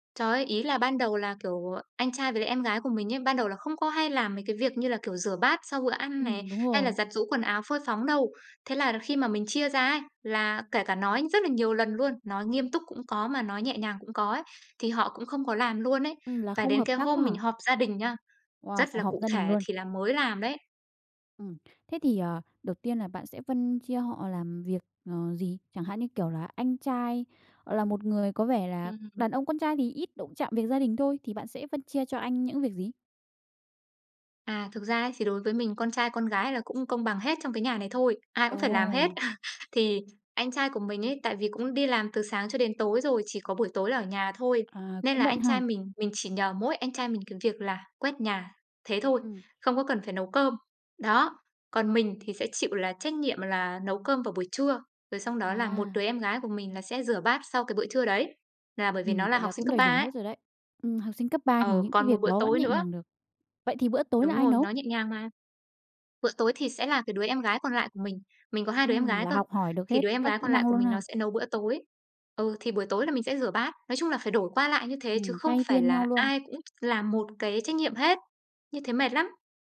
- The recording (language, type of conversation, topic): Vietnamese, podcast, Bạn và người thân chia việc nhà ra sao?
- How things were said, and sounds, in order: tapping; other background noise; chuckle